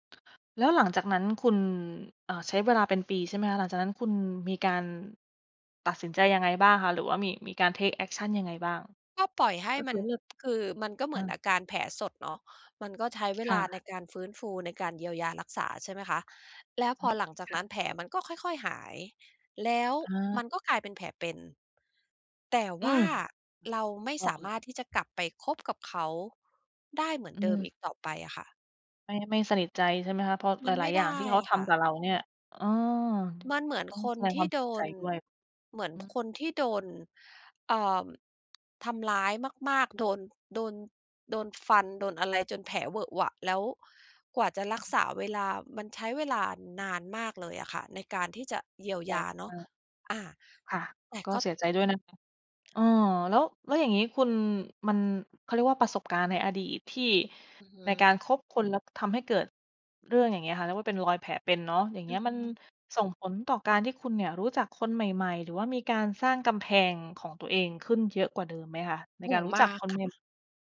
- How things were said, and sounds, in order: in English: "เทกแอกชัน"; tapping; other background noise; "เนี่ย" said as "เน็ม"
- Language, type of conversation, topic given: Thai, podcast, เมื่อความไว้ใจหายไป ควรเริ่มฟื้นฟูจากตรงไหนก่อน?